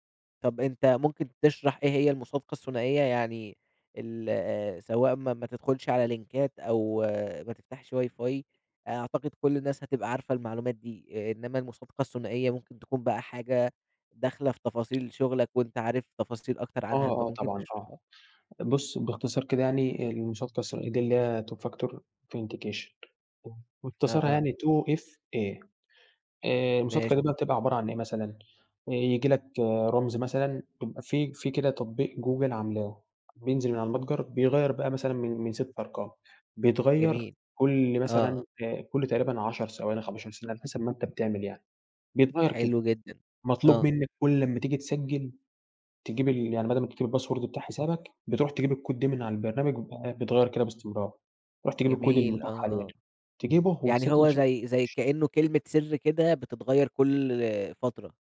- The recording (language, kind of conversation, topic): Arabic, podcast, ازاي بتحافظ على خصوصيتك على الإنترنت من وجهة نظرك؟
- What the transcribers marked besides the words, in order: in English: "لينكات"; in English: "واي فاي"; in English: "two factor Authentication"; in English: "two FA"; in English: "الباسورد"; in English: "الكود"; in English: "الكود"; unintelligible speech